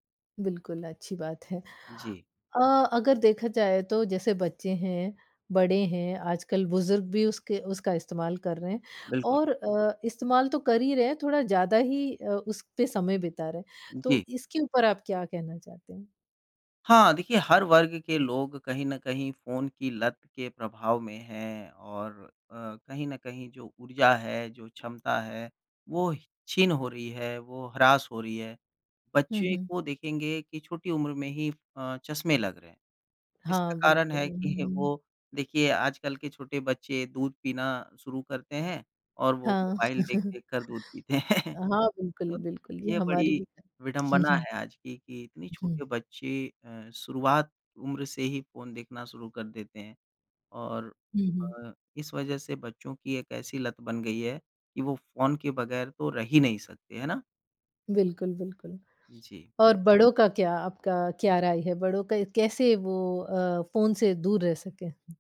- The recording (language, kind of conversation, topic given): Hindi, podcast, सुबह उठते ही हम सबसे पहले फोन क्यों देखते हैं?
- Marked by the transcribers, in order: in English: "हरास"; chuckle; chuckle; laughing while speaking: "हैं"; chuckle